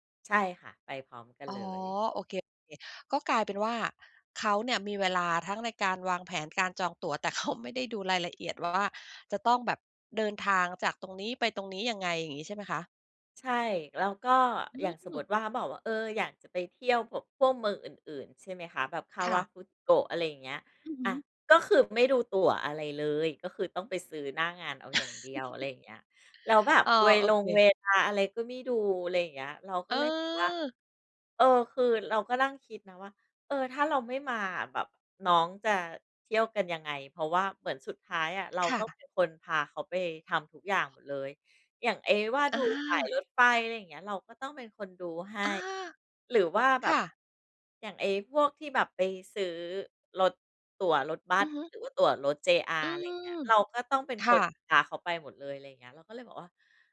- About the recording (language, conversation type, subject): Thai, podcast, เวลาเจอปัญหาระหว่างเดินทาง คุณรับมือยังไง?
- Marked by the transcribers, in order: chuckle; tapping